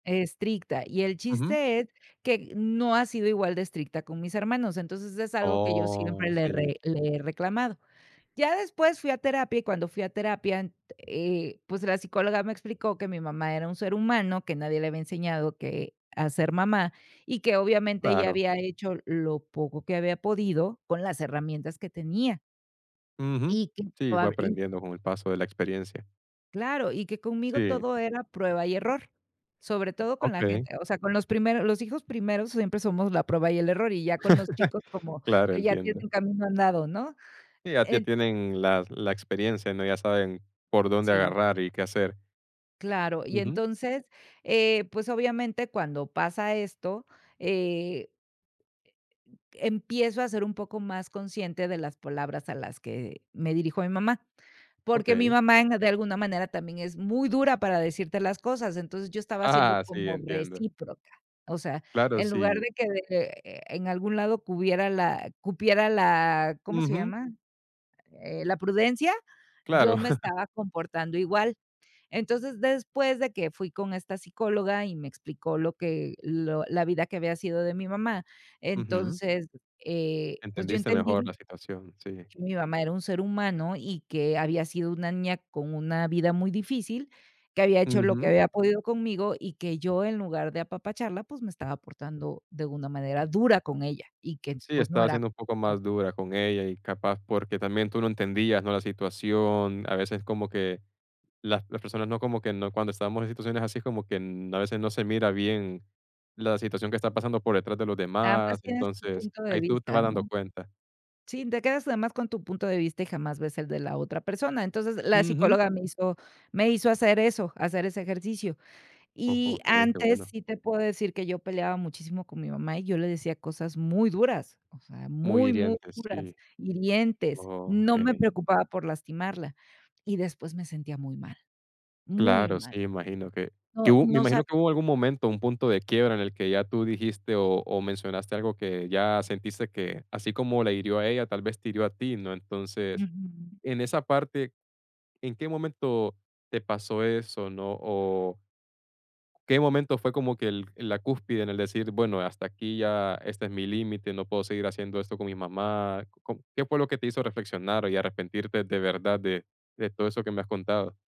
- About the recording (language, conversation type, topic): Spanish, podcast, ¿Qué te ayuda a dar vuelta la página después de arrepentirte de algo?
- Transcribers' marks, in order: chuckle; other noise; chuckle; unintelligible speech; other background noise